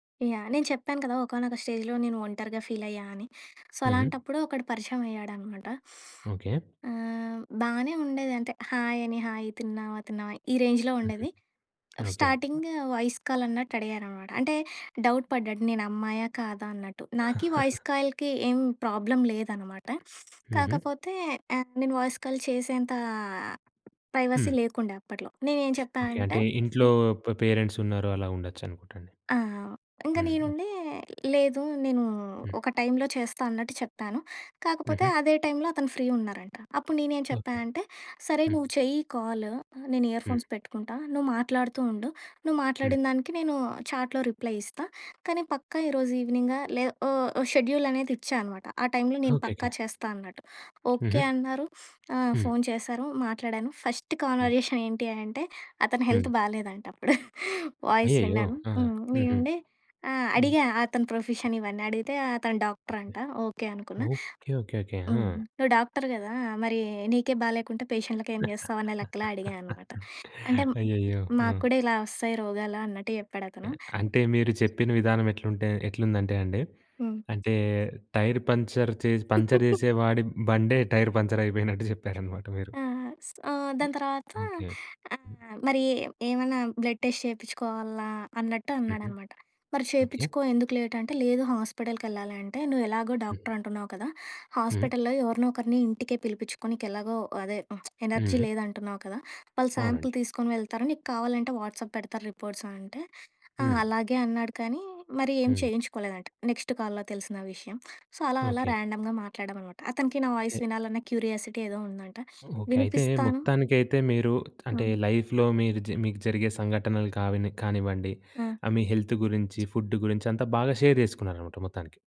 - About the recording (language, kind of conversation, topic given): Telugu, podcast, ఆన్‌లైన్ పరిచయాలను వాస్తవ సంబంధాలుగా ఎలా మార్చుకుంటారు?
- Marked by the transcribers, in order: in English: "స్టేజ్‌లో"; in English: "ఫీల్"; in English: "సో"; sniff; in English: "హాయ్"; in English: "హాయ్"; in English: "రేంజ్‌లో"; tapping; other noise; in English: "స్టార్టింగ్ వాయిస్ కాల్"; in English: "డౌట్"; chuckle; in English: "వాయిస్ కాల్‌కి"; other background noise; in English: "ప్రాబ్లమ్"; in English: "వాయిస్ కాల్"; in English: "ప్రైవసీ"; in English: "పేరెంట్స్"; in English: "ఫ్రీ"; in English: "కాల్"; in English: "ఇయర్ ఫోన్స్"; in English: "చాట్‍లో రిప్లై"; in English: "షెడ్యూల్"; in English: "ఫస్ట్ కన్వర్జేషన్"; in English: "హెల్త్"; chuckle; in English: "వాయిస్"; in English: "ప్రొఫెషన్"; in English: "డాక్టర్"; in English: "పేషెంట్లకి"; giggle; giggle; in English: "సొ"; in English: "బ్లడ్ టెస్ట్"; in English: "డాక్టర్"; in English: "హాస్పిటల్‌లో"; lip smack; in English: "ఎనర్జీ"; in English: "సాంపిల్"; in English: "వాట్సాప్"; in English: "రిపోర్ట్స్"; in English: "నెక్స్ట్ కాల్‌లో"; in English: "సో"; in English: "ర్యాండమ్‌గా"; in English: "వాయిస్"; in English: "క్యూరియాసిటీ"; in English: "లైఫ్‌లో"; in English: "హెల్త్"; in English: "ఫుడ్"; in English: "షేర్"